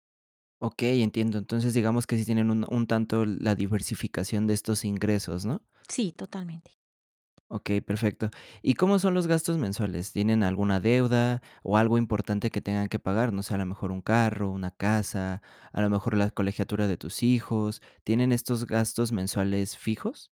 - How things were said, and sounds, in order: static
- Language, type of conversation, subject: Spanish, advice, ¿Qué te genera incertidumbre sobre la estabilidad financiera de tu familia?